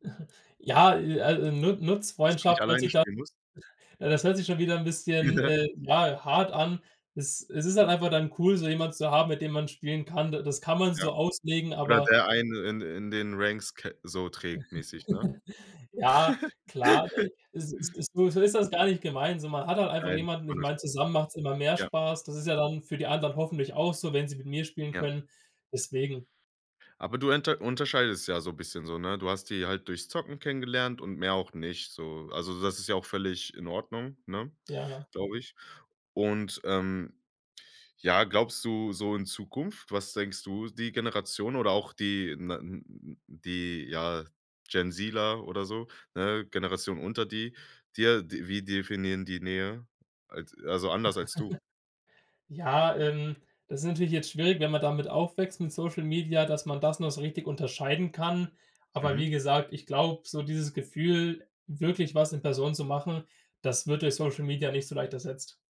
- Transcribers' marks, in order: chuckle; chuckle; other background noise; in English: "Ranks"; laugh; laugh; put-on voice: "GenZ-ler"; laugh
- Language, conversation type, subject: German, podcast, Wie verändert Social Media unsere Nähe zueinander?